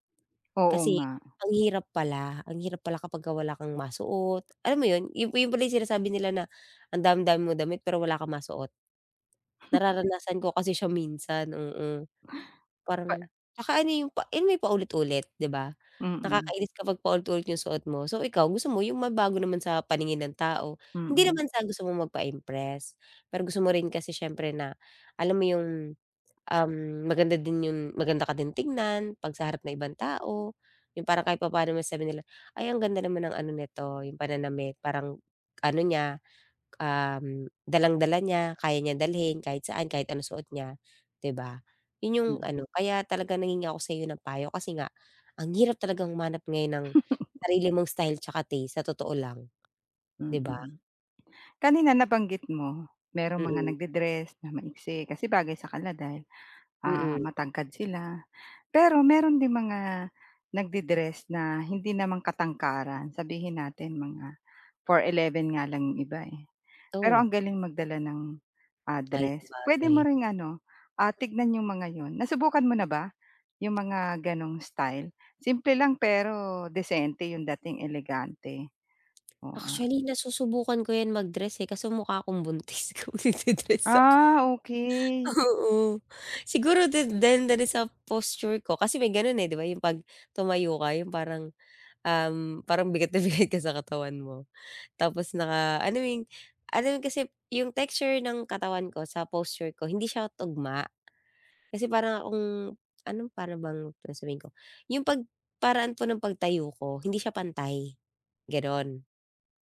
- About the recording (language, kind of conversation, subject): Filipino, advice, Paano ko matutuklasan ang sarili kong estetika at panlasa?
- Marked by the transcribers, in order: tapping; other background noise; chuckle; lip smack; chuckle; laugh; laughing while speaking: "kapag nagde-dress ako. Oo"; laughing while speaking: "na bigat"